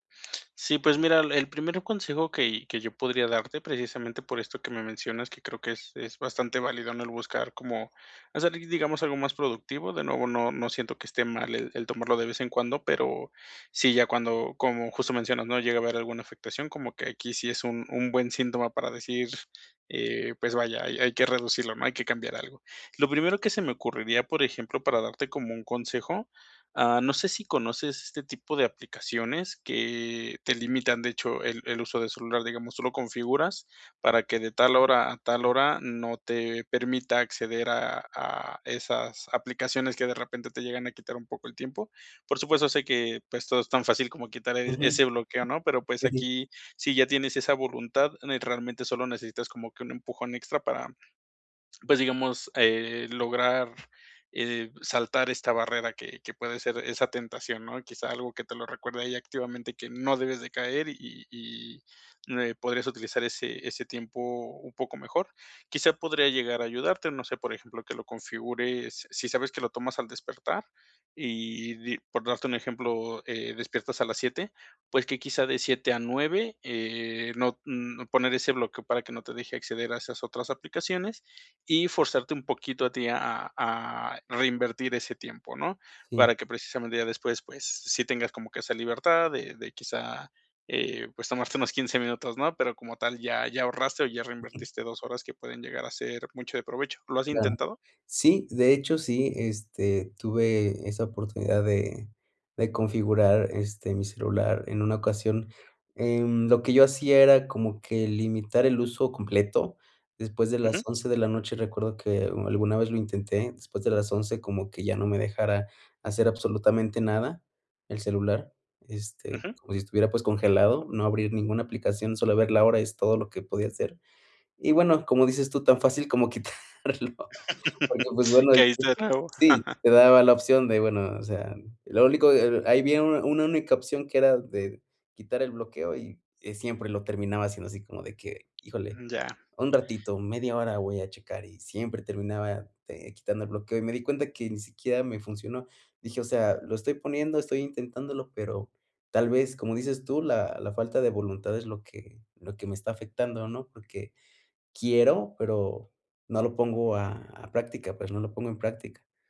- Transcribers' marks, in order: other background noise; laughing while speaking: "tomarte unos quince minutos"; laughing while speaking: "quitarlo"
- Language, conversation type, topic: Spanish, advice, ¿Cómo puedo reducir el uso del teléfono y de las redes sociales para estar más presente?